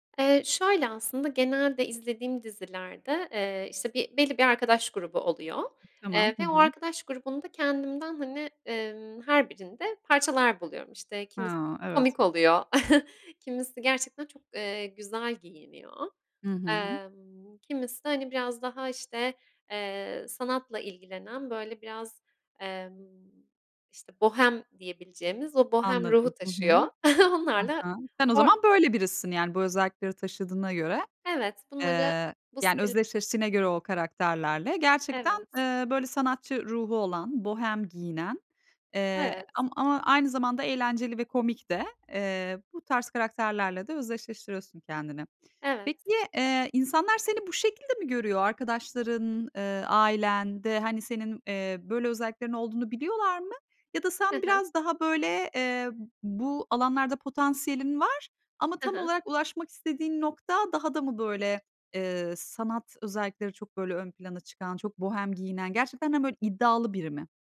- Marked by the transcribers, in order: chuckle; chuckle
- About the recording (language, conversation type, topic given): Turkish, podcast, Hangi dizi karakteriyle özdeşleşiyorsun, neden?